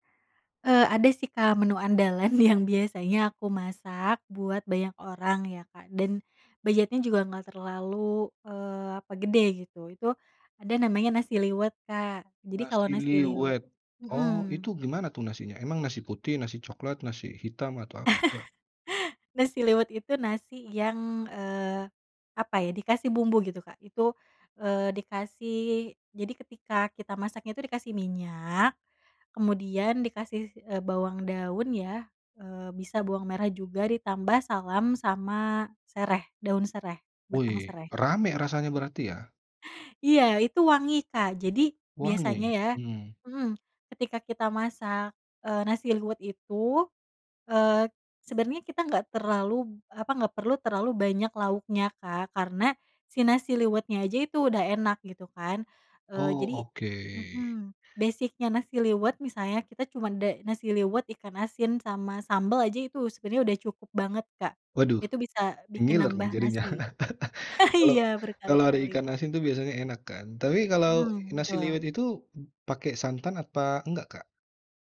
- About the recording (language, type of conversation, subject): Indonesian, podcast, Bagaimana cara Anda menghemat biaya saat memasak untuk banyak orang?
- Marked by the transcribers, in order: laughing while speaking: "yang"; chuckle; tapping; laugh; chuckle; in English: "basic-nya"; laugh; chuckle